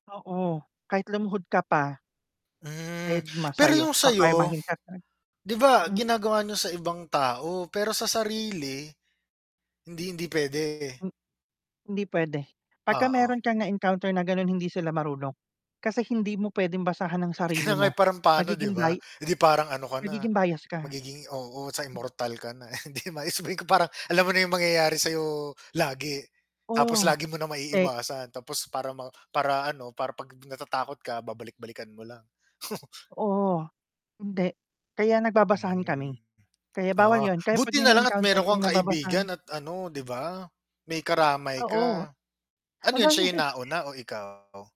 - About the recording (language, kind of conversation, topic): Filipino, unstructured, Paano mo maipapaliwanag ang mga salaysay ng mga taong nakaranas ng paglabas ng diwa sa katawan?
- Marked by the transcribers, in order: static; distorted speech; laughing while speaking: "Hindi maexplain kung parang"; chuckle; tapping; chuckle